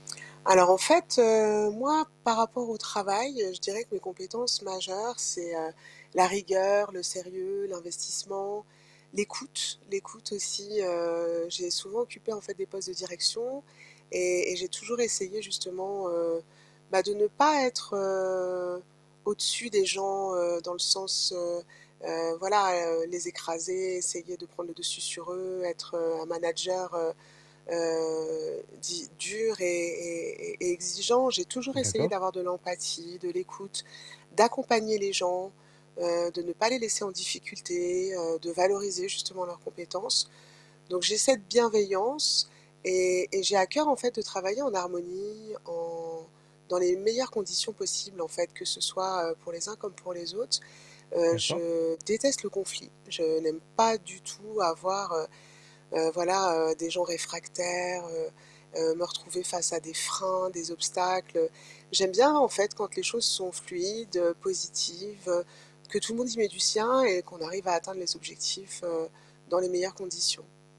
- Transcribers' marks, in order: mechanical hum; stressed: "freins"
- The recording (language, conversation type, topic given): French, advice, Comment puis-je mieux reconnaître et valoriser mes points forts ?